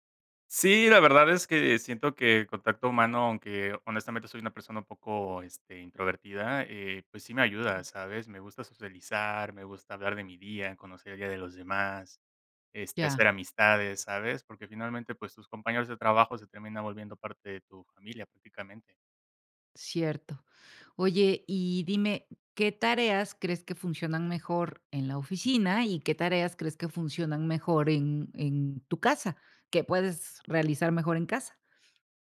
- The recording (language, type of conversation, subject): Spanish, podcast, ¿Qué opinas del teletrabajo frente al trabajo en la oficina?
- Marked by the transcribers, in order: other background noise